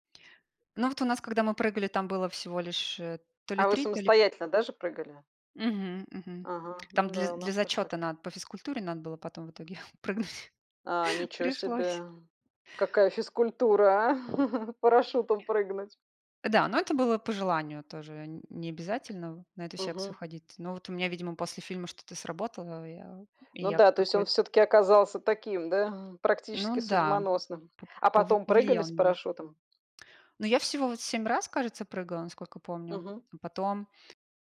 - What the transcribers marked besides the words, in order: other background noise; chuckle; chuckle; "судьбоносным" said as "судьмоносным"
- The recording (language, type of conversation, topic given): Russian, unstructured, Какое значение для тебя имеют фильмы в повседневной жизни?